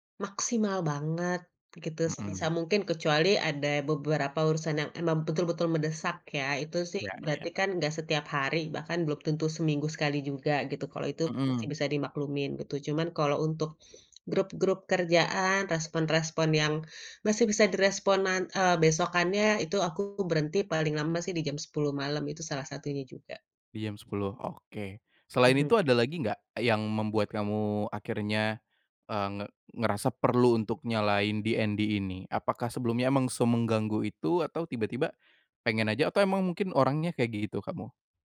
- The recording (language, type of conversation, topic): Indonesian, podcast, Bagaimana kamu mengatur penggunaan gawai sebelum tidur?
- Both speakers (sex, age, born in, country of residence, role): female, 35-39, Indonesia, Indonesia, guest; male, 25-29, Indonesia, Indonesia, host
- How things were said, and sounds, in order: tapping; in English: "DND"